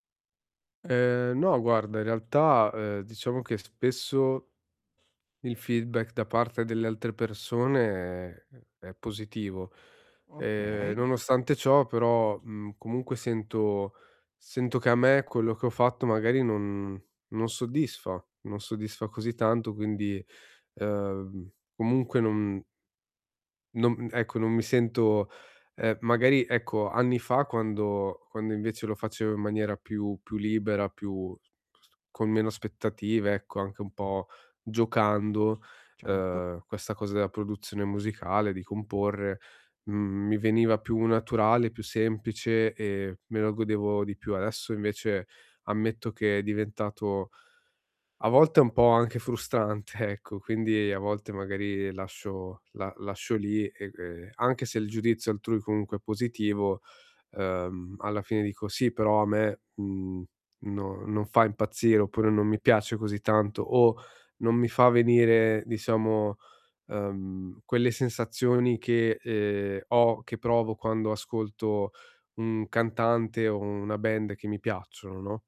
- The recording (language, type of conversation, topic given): Italian, advice, Come posso iniziare un progetto nonostante la paura di sbagliare e il perfezionismo?
- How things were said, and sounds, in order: static; in English: "feedback"; unintelligible speech; distorted speech; sigh; laughing while speaking: "frustrante"